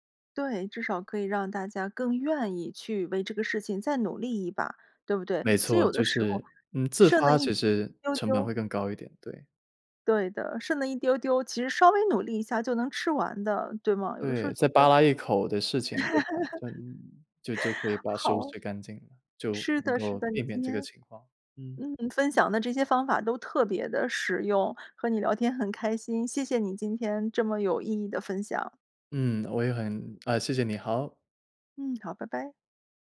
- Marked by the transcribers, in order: laugh; laughing while speaking: "好"
- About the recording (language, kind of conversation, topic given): Chinese, podcast, 你觉得减少食物浪费该怎么做？